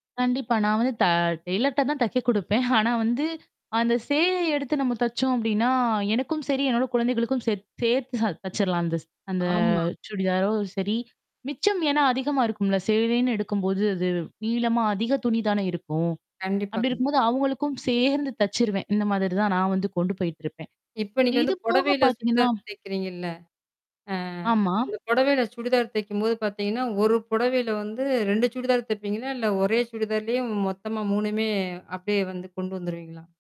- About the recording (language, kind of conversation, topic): Tamil, podcast, புதியவரை முதன்முறையாக சந்திக்கும்போது, உங்கள் உடைமுறை உங்களுக்கு எப்படி உதவுகிறது?
- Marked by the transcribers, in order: none